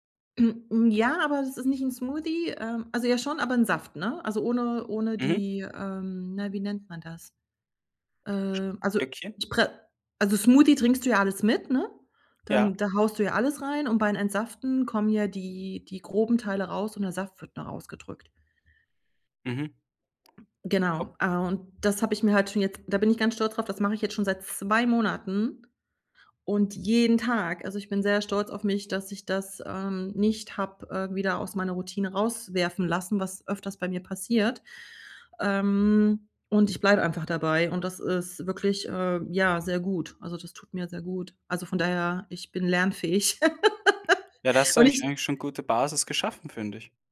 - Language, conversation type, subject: German, advice, Wie kann ich nach der Arbeit trotz Müdigkeit gesunde Mahlzeiten planen, ohne überfordert zu sein?
- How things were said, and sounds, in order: other noise; other background noise; stressed: "jeden"; laugh